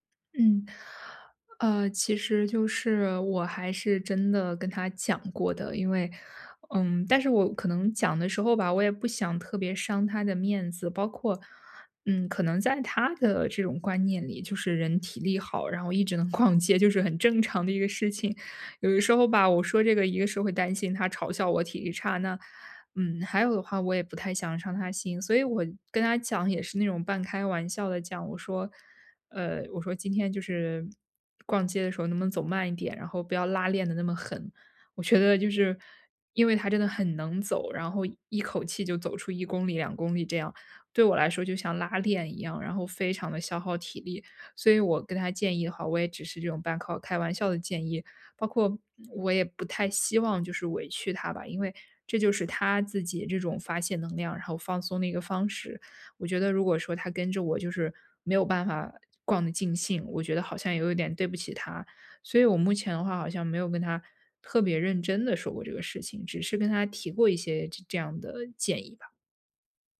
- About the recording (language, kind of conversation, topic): Chinese, advice, 我怎麼能更好地平衡社交與個人時間？
- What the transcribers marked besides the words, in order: none